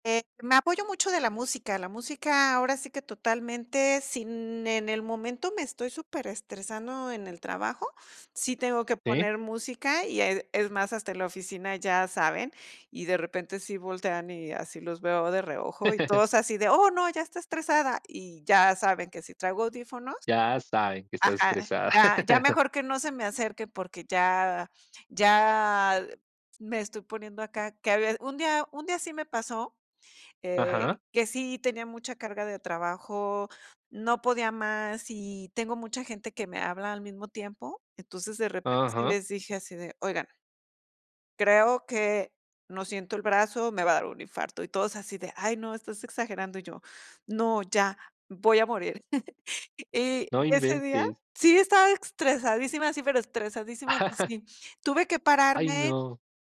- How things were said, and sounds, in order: chuckle; chuckle; chuckle; "estresadísima" said as "extresadísima"; chuckle
- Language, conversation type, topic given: Spanish, podcast, ¿Cómo manejas el estrés cuando se te acumula el trabajo?